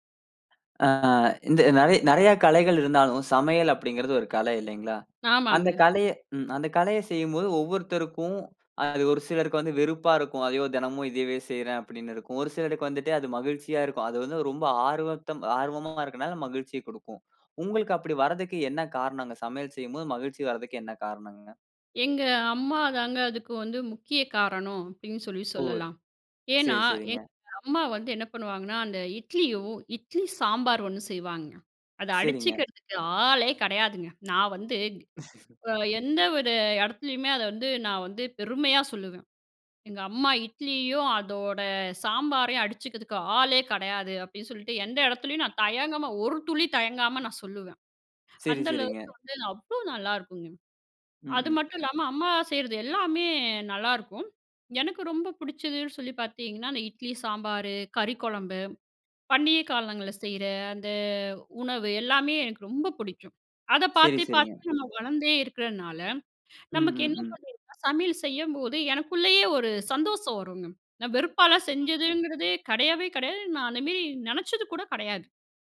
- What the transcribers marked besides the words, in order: other noise; trusting: "எங்க அம்மா இட்லியும், அதோட சாம்பாரையும் … தயங்காம நான் சொல்லுவேன்"; background speech
- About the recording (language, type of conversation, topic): Tamil, podcast, சமையல் செய்யும் போது உங்களுக்குத் தனி மகிழ்ச்சி ஏற்படுவதற்குக் காரணம் என்ன?